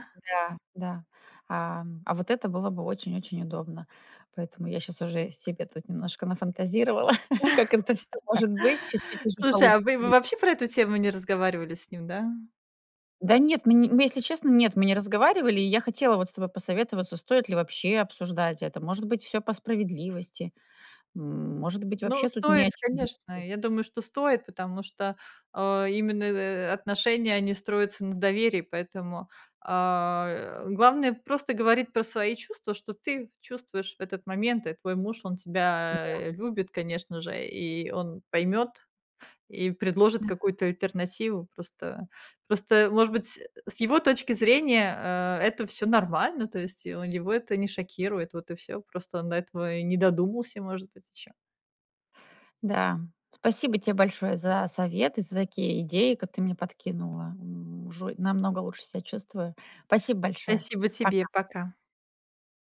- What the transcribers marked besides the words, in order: chuckle; laughing while speaking: "как это всё может быть"; laugh; unintelligible speech; other background noise
- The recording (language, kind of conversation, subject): Russian, advice, Как перестать ссориться с партнёром из-за распределения денег?